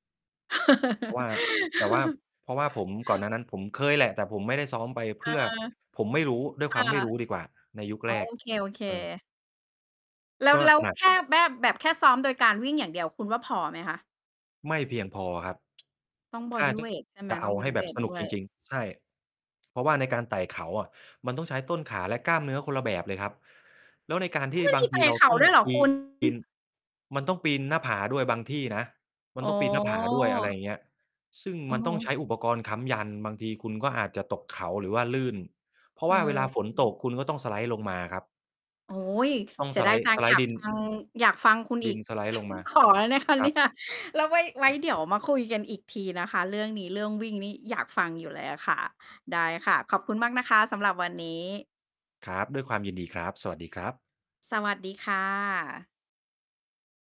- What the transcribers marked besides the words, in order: laugh; distorted speech; tapping; other background noise; static; in English: "สไลด์"; in English: "สไลด์-สไลด์"; chuckle; laughing while speaking: "ขอได้นะคะเนี่ย"; in English: "สไลด์"
- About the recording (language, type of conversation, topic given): Thai, podcast, งานอดิเรกนี้เปลี่ยนชีวิตคุณไปอย่างไรบ้าง?